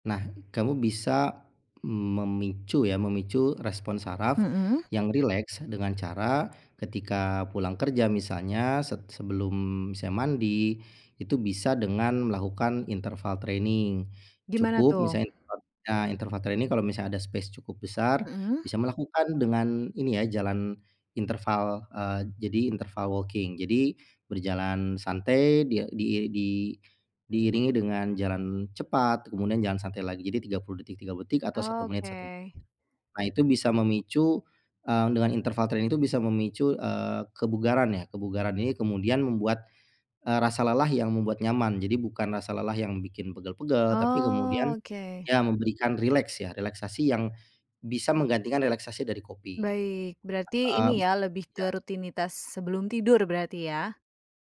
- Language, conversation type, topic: Indonesian, advice, Seperti apa pengalaman Anda saat mengandalkan obat tidur untuk bisa tidur?
- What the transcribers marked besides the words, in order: in English: "training"; in English: "training"; in English: "space"; other background noise; in English: "walking"; in English: "training"; drawn out: "Oke"